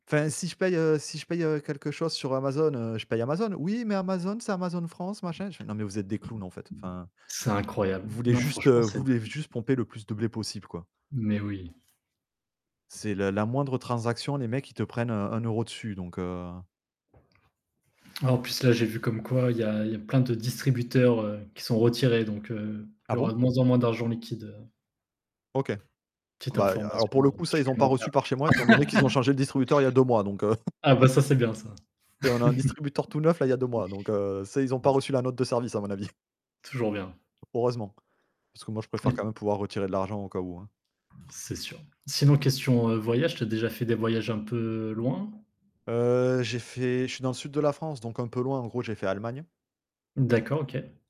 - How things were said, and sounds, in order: tapping; other background noise; distorted speech; static; laugh; chuckle; laugh; unintelligible speech; chuckle
- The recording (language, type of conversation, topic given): French, unstructured, Comment prépares-tu un voyage important ?